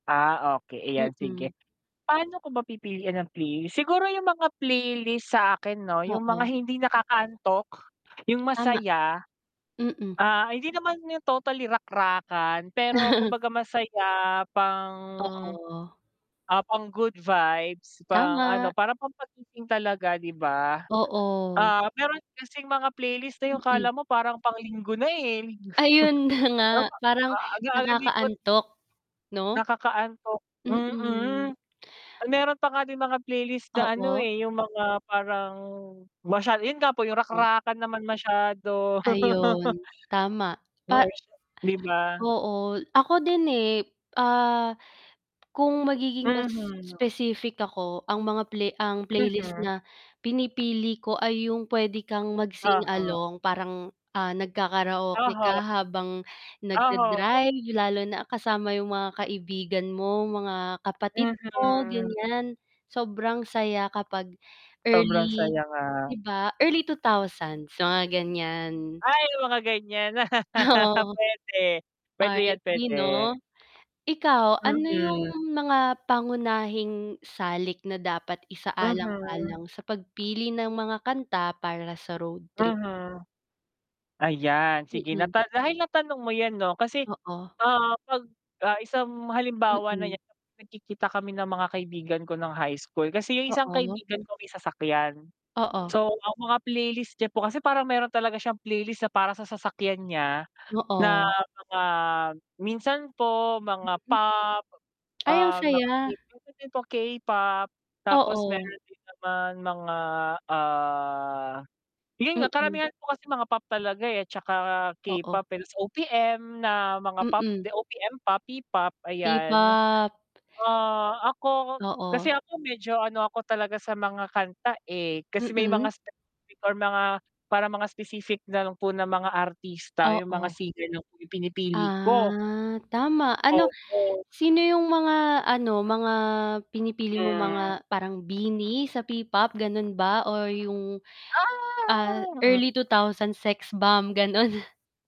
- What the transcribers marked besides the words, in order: static; other background noise; laugh; drawn out: "pang"; chuckle; unintelligible speech; distorted speech; chuckle; unintelligible speech; tapping; laugh; laughing while speaking: "Ah, oo"; unintelligible speech; drawn out: "Ah"; drawn out: "Ah!"; laughing while speaking: "gano'n?"
- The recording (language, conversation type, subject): Filipino, unstructured, Paano mo pipiliin ang iyong talaan ng mga awitin para sa isang biyahe sa kalsada?